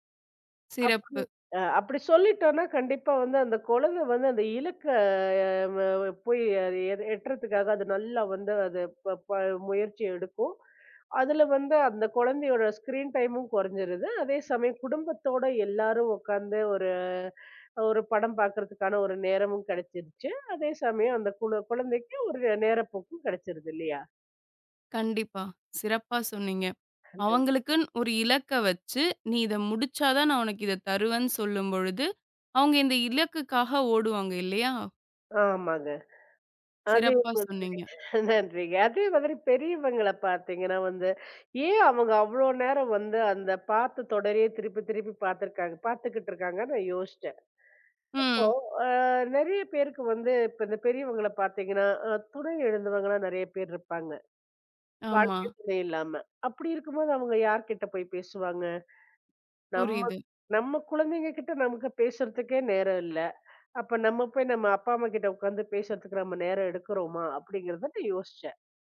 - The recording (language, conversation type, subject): Tamil, podcast, ஸ்கிரீன் நேரத்தை சமநிலையாக வைத்துக்கொள்ள முடியும் என்று நீங்கள் நினைக்கிறீர்களா?
- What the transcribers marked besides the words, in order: drawn out: "இலக்க"; in English: "ஸ்கிரீன் டைமும்"; unintelligible speech; other background noise; other noise; drawn out: "அ"